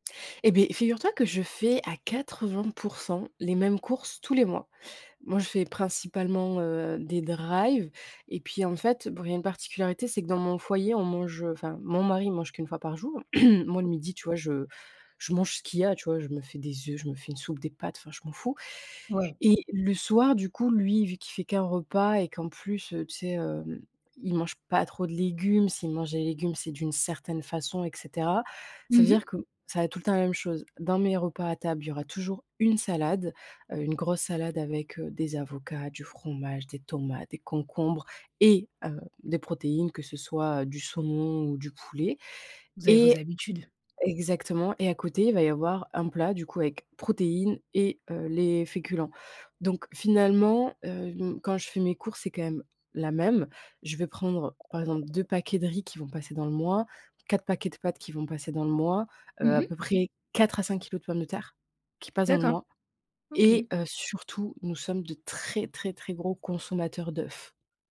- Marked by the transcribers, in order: stressed: "drives"; other background noise; throat clearing; tapping; stressed: "une salade"; stressed: "et"
- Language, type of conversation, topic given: French, podcast, Comment gères-tu le gaspillage alimentaire chez toi ?